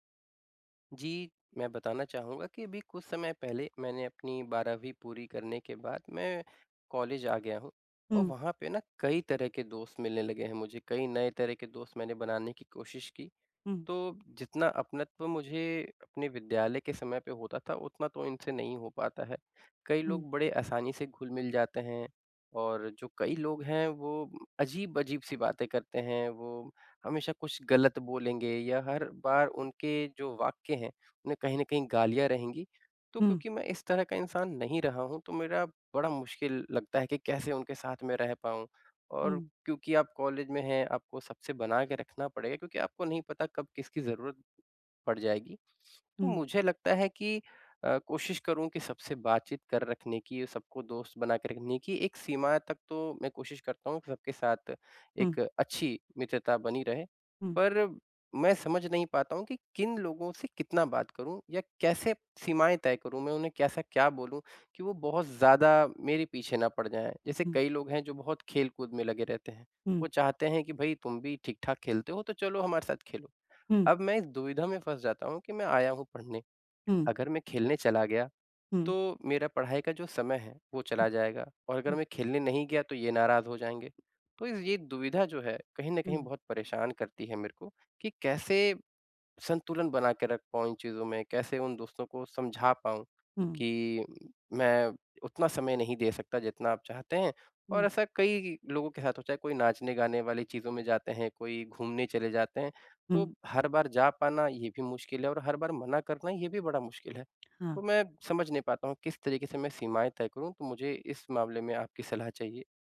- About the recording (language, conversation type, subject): Hindi, advice, दोस्तों के साथ भावनात्मक सीमाएँ कैसे बनाऊँ और उन्हें बनाए कैसे रखूँ?
- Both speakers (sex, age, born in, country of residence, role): female, 45-49, India, India, advisor; male, 25-29, India, India, user
- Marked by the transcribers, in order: tongue click